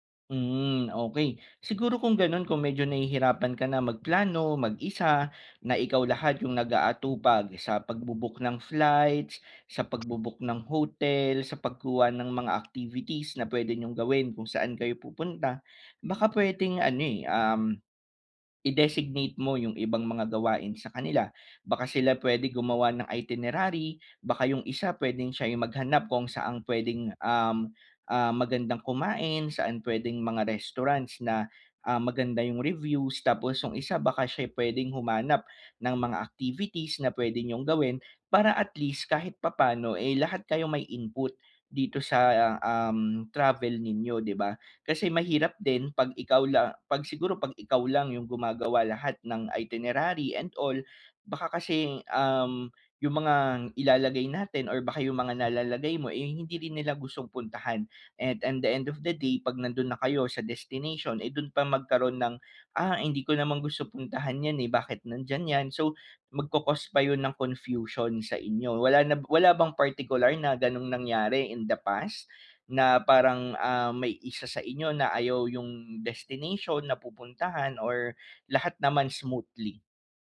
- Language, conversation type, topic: Filipino, advice, Paano ko mas mapapadali ang pagplano ng aking susunod na biyahe?
- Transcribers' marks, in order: none